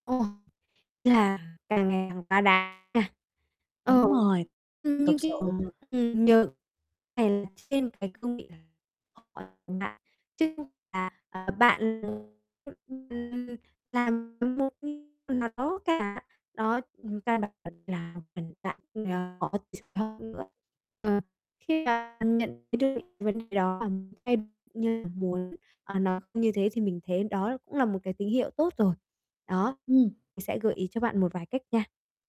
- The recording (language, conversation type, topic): Vietnamese, advice, Làm sao để tôi nói “không” một cách dứt khoát mà không cảm thấy tội lỗi?
- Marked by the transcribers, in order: distorted speech; unintelligible speech; unintelligible speech; unintelligible speech